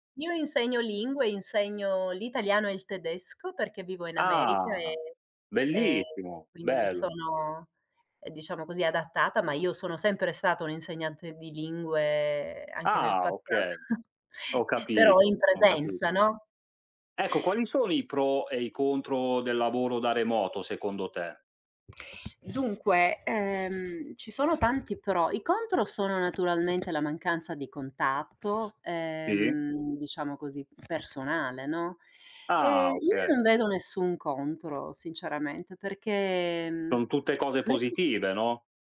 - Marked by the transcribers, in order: drawn out: "Ah"; chuckle; other background noise; lip smack
- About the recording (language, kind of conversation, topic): Italian, unstructured, Qual è la tua opinione sul lavoro da remoto dopo la pandemia?